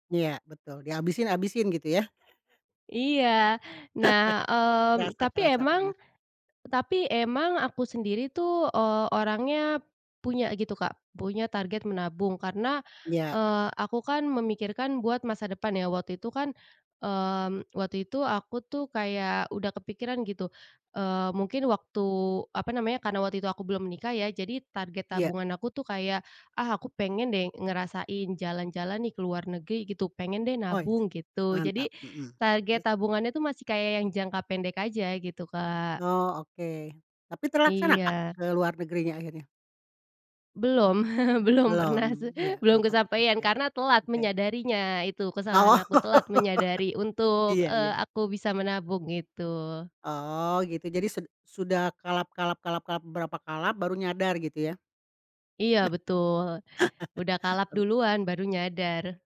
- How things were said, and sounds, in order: chuckle; laugh; laugh
- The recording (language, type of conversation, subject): Indonesian, podcast, Bagaimana caramu menahan godaan belanja impulsif demi menambah tabungan?